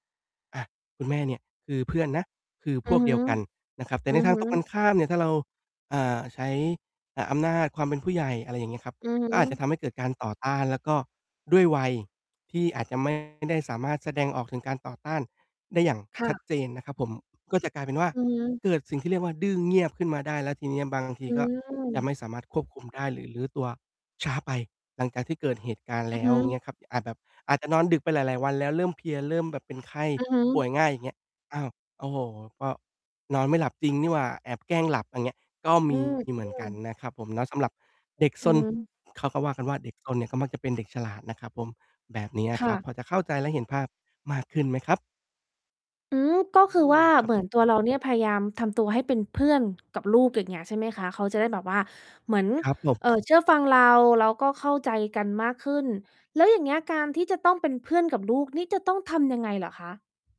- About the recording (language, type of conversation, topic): Thai, advice, ฉันควรสร้างกิจวัตรก่อนนอนให้ทำได้สม่ำเสมอทุกคืนอย่างไร?
- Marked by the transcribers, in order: distorted speech; other background noise; static